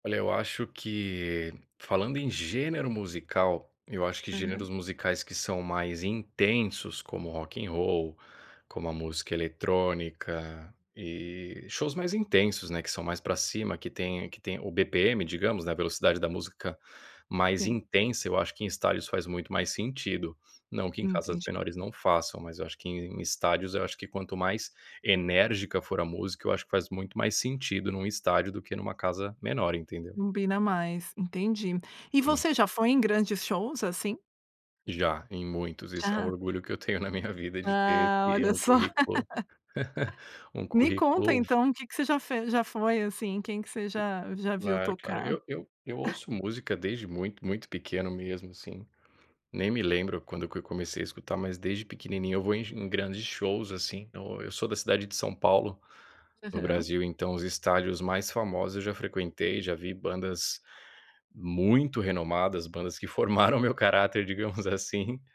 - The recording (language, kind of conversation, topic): Portuguese, podcast, Você prefere shows grandes em um estádio ou em casas menores?
- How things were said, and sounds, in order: laugh; chuckle; tapping; chuckle